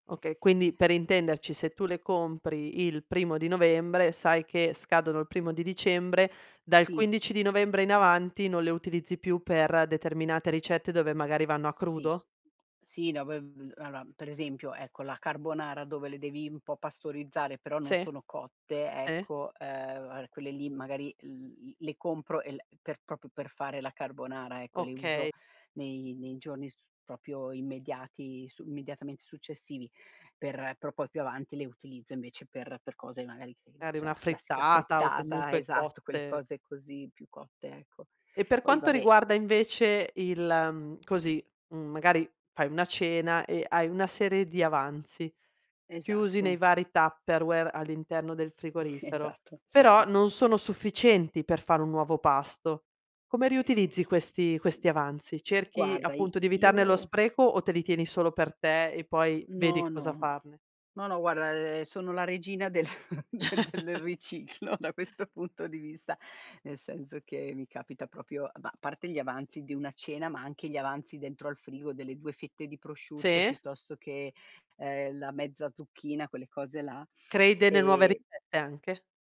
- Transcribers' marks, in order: "proprio" said as "propio"; "proprio" said as "propio"; in English: "Tupperware"; chuckle; laughing while speaking: "Esatto"; chuckle; laughing while speaking: "del del riciclo da questo punto di vista"; laugh; "proprio" said as "propio"; "delle" said as "denne"
- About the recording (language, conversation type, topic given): Italian, podcast, Hai qualche trucco per ridurre gli sprechi alimentari?